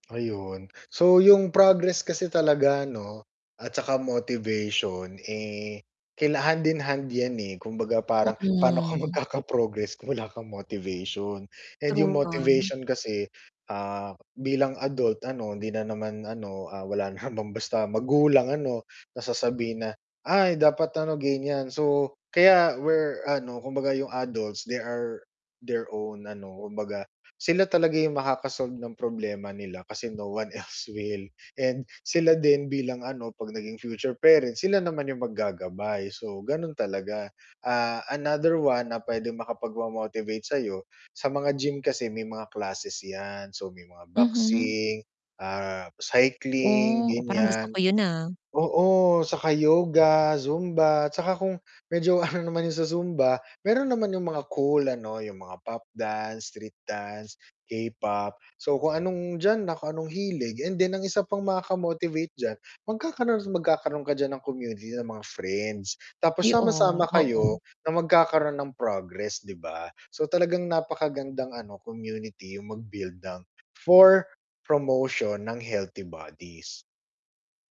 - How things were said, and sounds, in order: static; distorted speech; tapping; in English: "no one else will"; other background noise
- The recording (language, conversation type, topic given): Filipino, advice, Paano ko mapapanatili ang motibasyon kapag pakiramdam ko ay wala akong progreso?